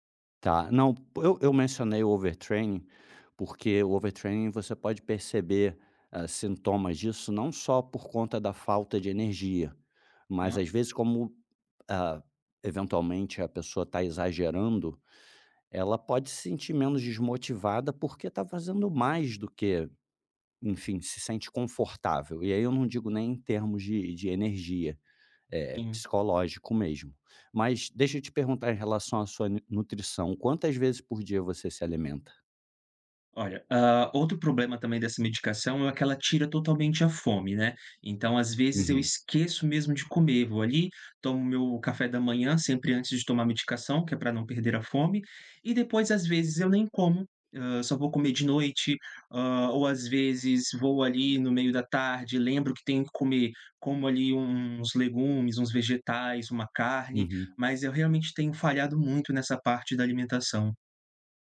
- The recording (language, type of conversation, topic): Portuguese, advice, Como posso manter a rotina de treinos e não desistir depois de poucas semanas?
- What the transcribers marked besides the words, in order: in English: "overtraining"; in English: "overtraining"; other background noise